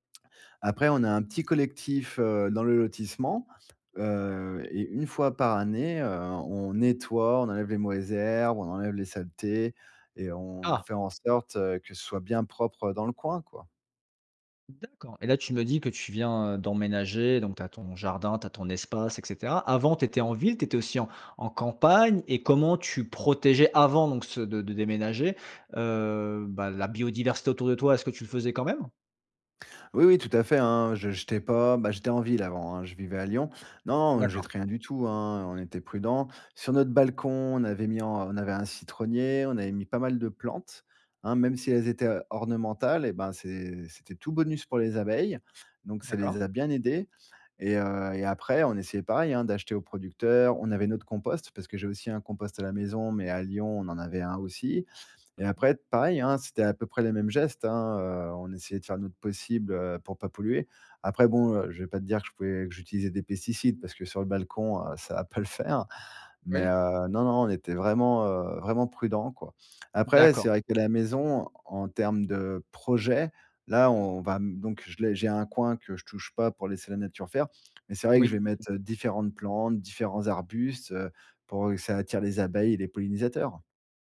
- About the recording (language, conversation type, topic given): French, podcast, Quel geste simple peux-tu faire près de chez toi pour protéger la biodiversité ?
- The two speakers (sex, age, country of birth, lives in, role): male, 35-39, France, France, host; male, 40-44, France, France, guest
- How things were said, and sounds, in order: laughing while speaking: "ça va pas le faire"; unintelligible speech